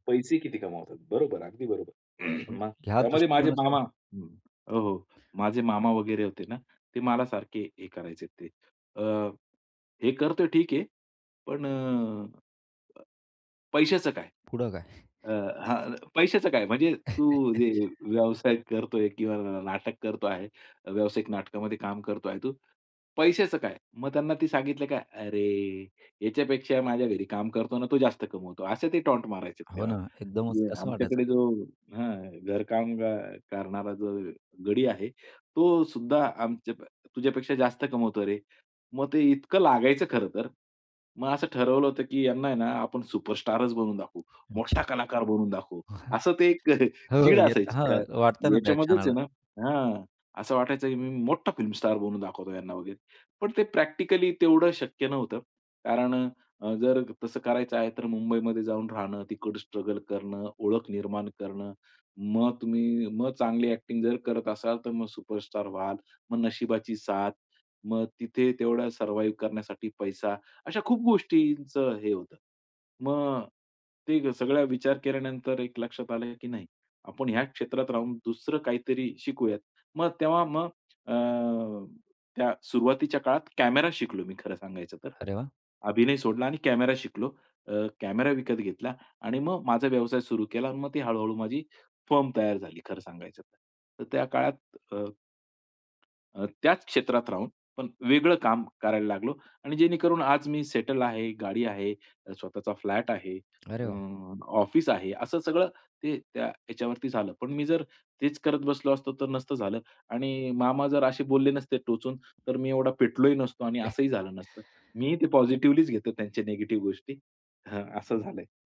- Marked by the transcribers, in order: throat clearing; other background noise; chuckle; in English: "टॉन्ट"; stressed: "मोठा"; chuckle; tapping; chuckle; in English: "ॲक्टिंग"; in English: "सर्व्हायव्ह"; in English: "फर्म"; in English: "सेटल"; snort; in English: "पॉझिटिव्हलीच"
- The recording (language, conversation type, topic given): Marathi, podcast, तुम्ही कधी एखादी गोष्ट सोडून दिली आणि त्यातून तुम्हाला सुख मिळाले का?